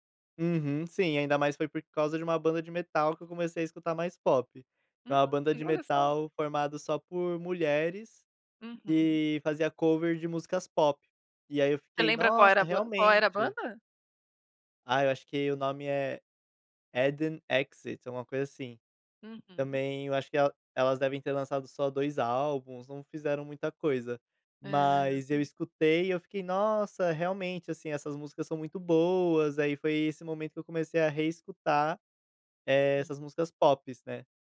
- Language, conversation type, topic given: Portuguese, podcast, Como o seu gosto musical mudou nos últimos anos?
- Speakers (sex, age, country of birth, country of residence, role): female, 40-44, Brazil, United States, host; male, 25-29, Brazil, Portugal, guest
- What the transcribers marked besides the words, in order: none